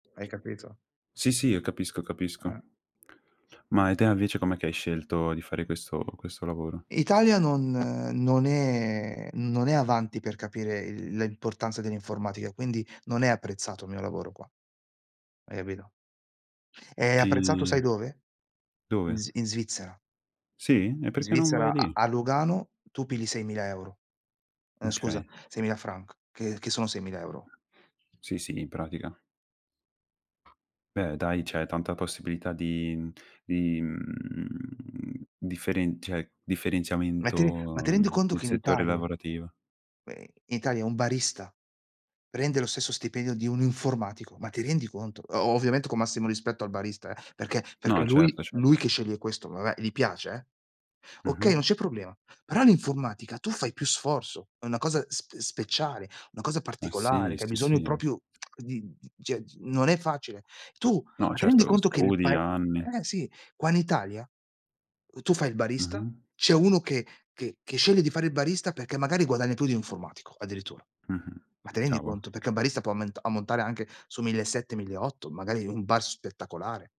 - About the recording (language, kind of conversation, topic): Italian, unstructured, Quali sogni speri di realizzare nel prossimo futuro?
- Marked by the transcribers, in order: other background noise; tapping; other noise; "cioè" said as "ceh"; "cio" said as "ceh"; "bar" said as "bas"